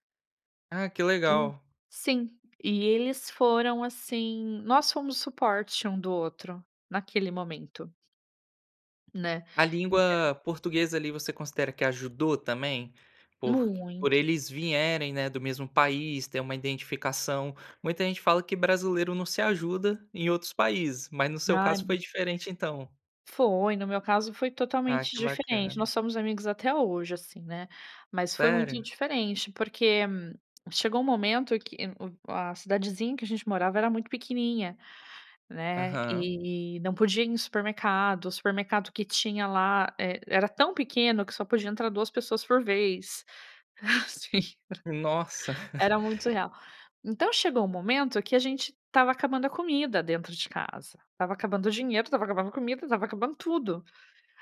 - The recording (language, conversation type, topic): Portuguese, podcast, Como os amigos e a comunidade ajudam no seu processo de cura?
- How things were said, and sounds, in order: unintelligible speech; laugh; unintelligible speech; laugh